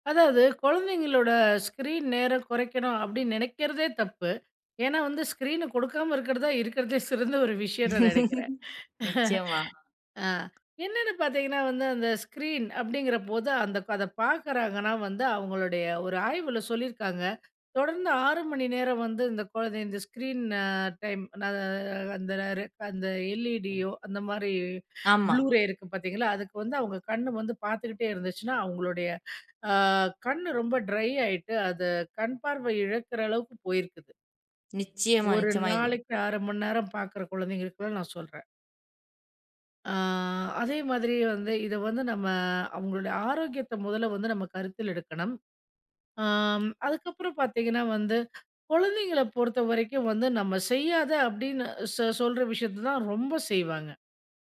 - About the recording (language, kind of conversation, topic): Tamil, podcast, குழந்தைகளின் திரை நேரம் குறித்து உங்கள் அணுகுமுறை என்ன?
- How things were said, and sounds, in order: laugh; other background noise; chuckle; other noise; in English: "எல்இடியோ"; in English: "ப்ளூ ரே"; in English: "ட்ரை"; drawn out: "ஆ"